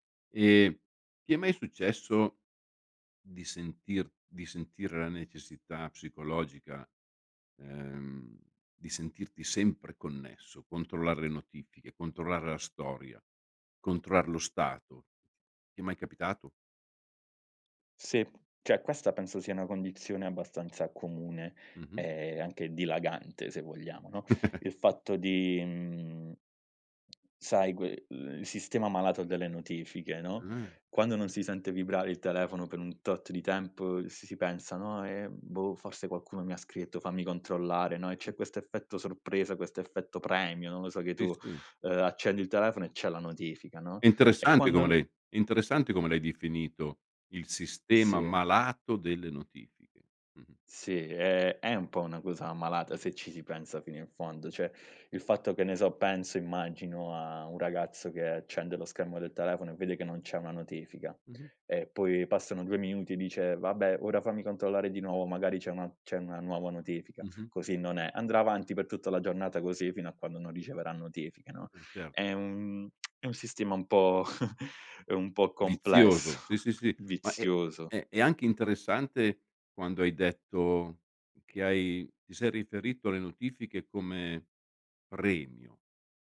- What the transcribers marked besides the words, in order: "cioè" said as "ceh"; chuckle; tapping; "cioè" said as "ceh"; tsk; chuckle; laughing while speaking: "complesso"
- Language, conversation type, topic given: Italian, podcast, Quali abitudini aiutano a restare concentrati quando si usano molti dispositivi?